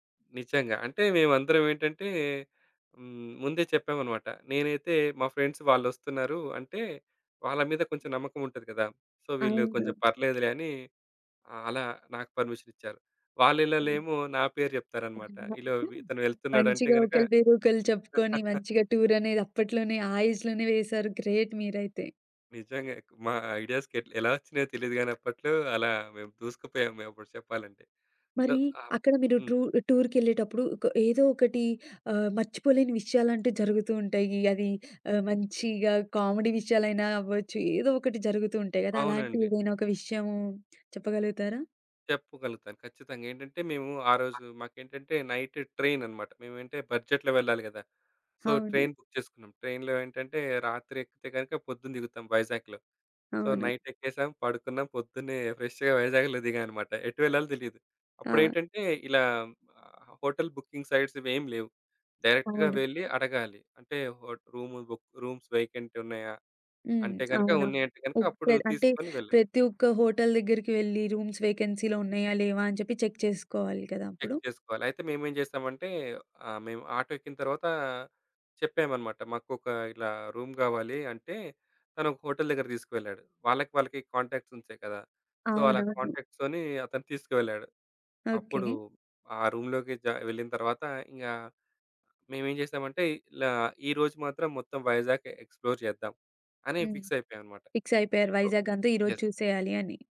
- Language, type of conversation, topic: Telugu, podcast, మీకు గుర్తుండిపోయిన ఒక జ్ఞాపకాన్ని చెప్పగలరా?
- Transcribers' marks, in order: other background noise; in English: "ఫ్రెండ్స్"; in English: "సో"; laugh; chuckle; in English: "ఏజ్‌లోనే"; in English: "గ్రేట్"; in English: "సో"; in English: "ట్రూ టూర్‌కెళ్ళేటప్పుడు"; in English: "కామెడీ"; tapping; in English: "నైట్ ట్రైన్"; in English: "బడ్జెట్‌లో"; in English: "సో ట్రైన్ బుక్"; in English: "ట్రైన్‌లో"; in English: "సో"; in English: "ఫ్రెష్‌గా"; in English: "హోటల్ బుకింగ్ సైట్స్"; in English: "డైరెక్ట్‌గా"; in English: "బుక్ రూమ్స్"; unintelligible speech; in English: "హోటల్"; in English: "రూమ్స్ వేకెన్సీ‌లో"; in English: "చెక్"; in English: "చెక్"; in English: "రూమ్"; in English: "హోటల్"; in English: "కాంటాక్ట్స్"; "ఉంటాయి" said as "ఉంసాయి"; in English: "సో"; in English: "కాంటాక్ట్స్‌తోని"; in English: "రూమ్‌లోకి"; in English: "ఎక్స్‌ప్లోర్"